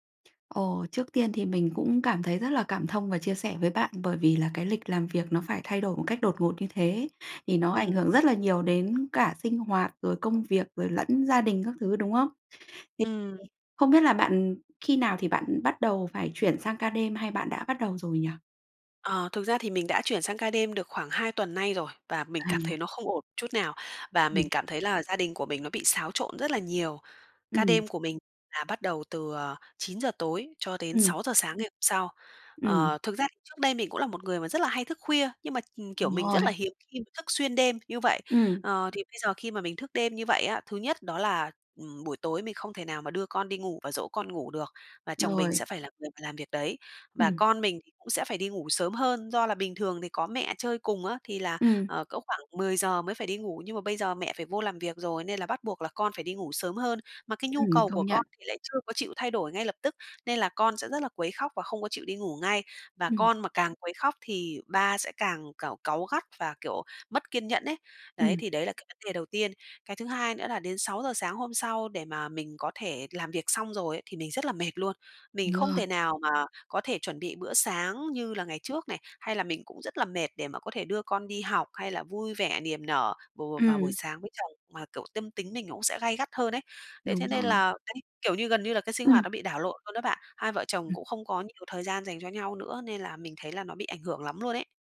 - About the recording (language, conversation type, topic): Vietnamese, advice, Thay đổi lịch làm việc sang ca đêm ảnh hưởng thế nào đến giấc ngủ và gia đình bạn?
- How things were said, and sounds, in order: tapping; other background noise